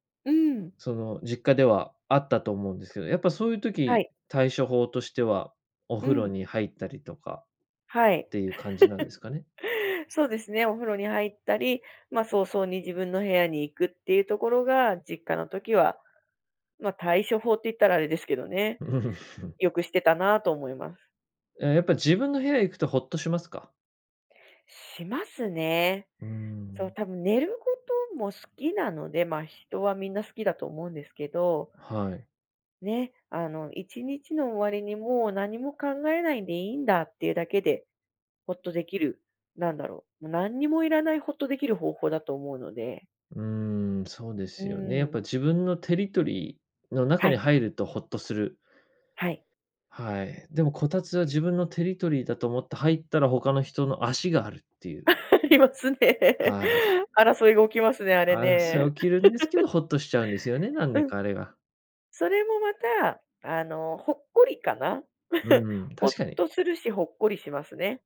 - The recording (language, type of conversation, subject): Japanese, podcast, 夜、家でほっとする瞬間はいつですか？
- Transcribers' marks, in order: laugh; chuckle; other background noise; laugh; laughing while speaking: "ありますね"; laugh; laugh